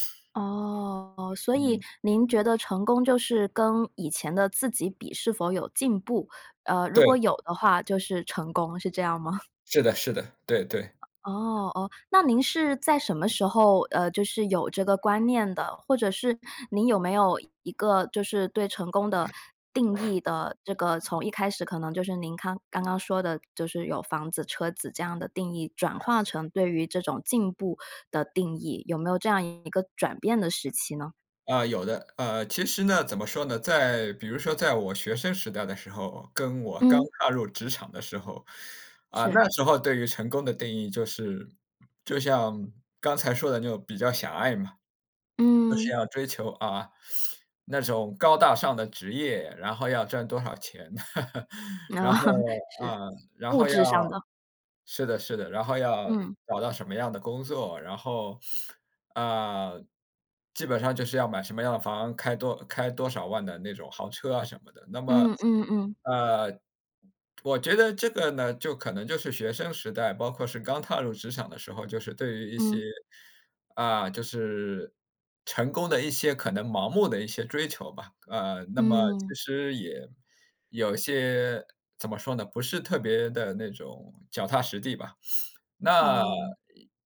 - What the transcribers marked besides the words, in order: chuckle; other background noise; laugh
- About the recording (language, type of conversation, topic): Chinese, podcast, 你能跟我们说说如何重新定义成功吗？